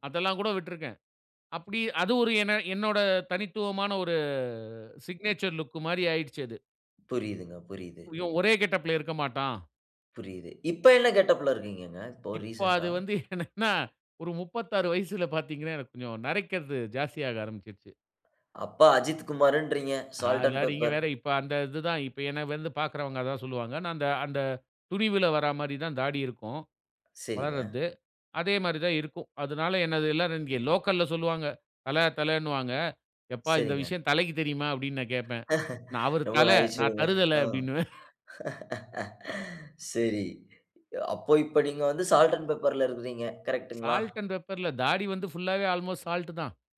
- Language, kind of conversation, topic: Tamil, podcast, தனித்துவமான ஒரு அடையாள தோற்றம் உருவாக்கினாயா? அதை எப்படி உருவாக்கினாய்?
- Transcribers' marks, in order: in English: "சிக்னேச்சர் லுக்கு"; other noise; in English: "ரீசென்ட்டா"; laughing while speaking: "என்னன்னா"; in English: "சால்ட் அன்ட் பெப்பர்"; chuckle; laugh; chuckle; in English: "சால்ட் அன்ட் பெப்பர்ல"; in English: "சால்ட் அன்ட் பெப்பர்"; in English: "அல்மோஸ்ட் சால்ட்"